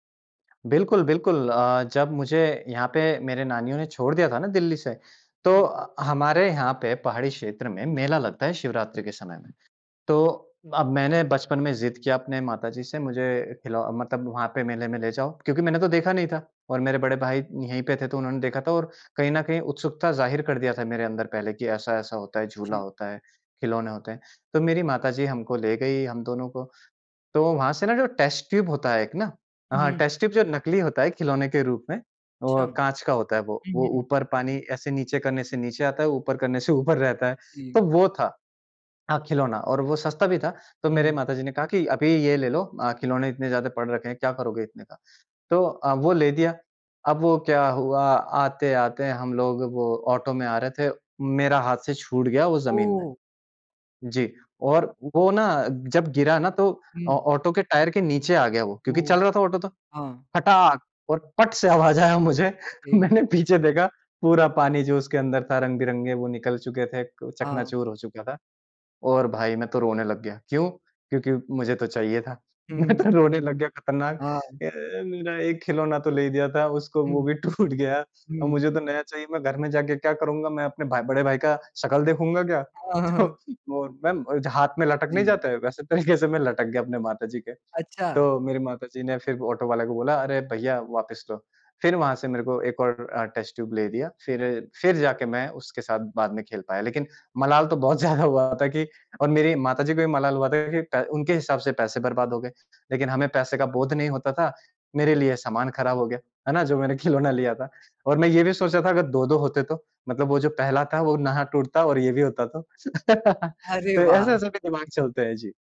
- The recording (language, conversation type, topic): Hindi, podcast, कौन सा खिलौना तुम्हें आज भी याद आता है?
- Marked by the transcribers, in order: in English: "टेस्ट ट्यूब"; in English: "टेस्ट ट्यूब"; laughing while speaking: "ऊपर"; laughing while speaking: "आवाज़ आया मुझे। मैंने पीछे देखा"; laughing while speaking: "मैं तो रोने लग गया खतरनाक"; put-on voice: "अ, मेरा एक खिलौना तो … शकल देखूँगा क्या?"; laughing while speaking: "टूट गया"; laughing while speaking: "तो"; laughing while speaking: "हाँ, हाँ, हाँ, हाँ"; laughing while speaking: "तरीके से"; in English: "टेस्ट ट्यूब"; laughing while speaking: "ज़्यादा हुआ"; laughing while speaking: "कि"; tapping; laughing while speaking: "खिलौना"; laugh; other noise